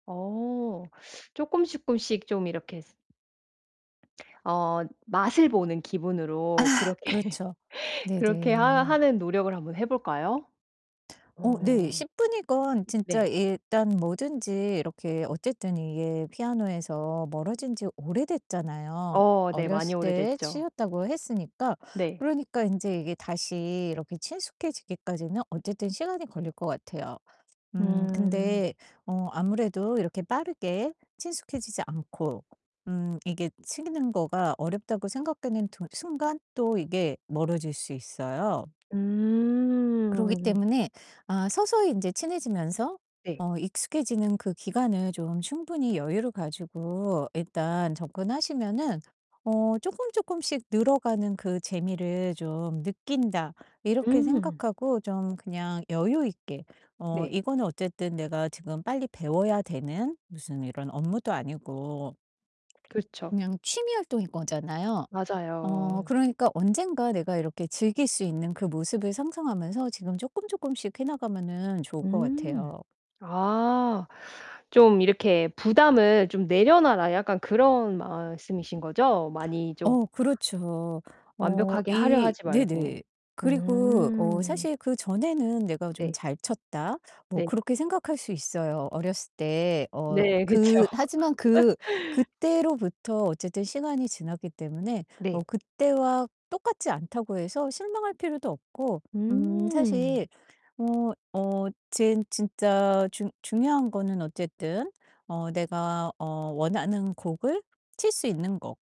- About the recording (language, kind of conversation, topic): Korean, advice, 시간과 에너지가 부족해 좋아하던 취미를 포기하게 될 때 어떻게 하면 계속할 수 있을까요?
- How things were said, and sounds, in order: other noise; laughing while speaking: "그렇게"; other background noise; static; distorted speech; tapping; laughing while speaking: "그쵸"; laugh